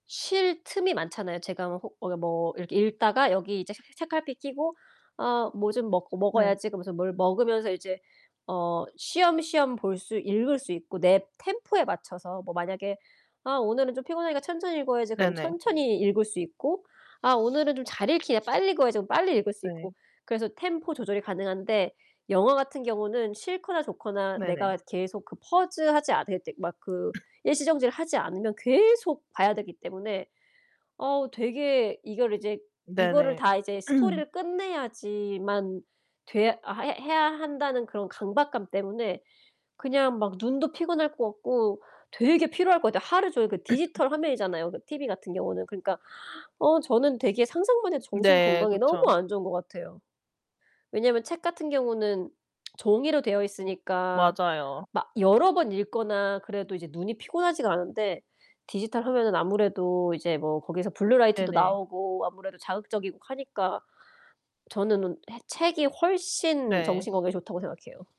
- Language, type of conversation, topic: Korean, unstructured, 하루 종일 책을 읽는 것과 하루 종일 영화를 보는 것 중 어떤 활동이 더 즐거우신가요?
- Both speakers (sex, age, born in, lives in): female, 35-39, South Korea, United States; female, 40-44, South Korea, United States
- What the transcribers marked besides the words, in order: other background noise; tapping; cough; in English: "pause"; throat clearing; cough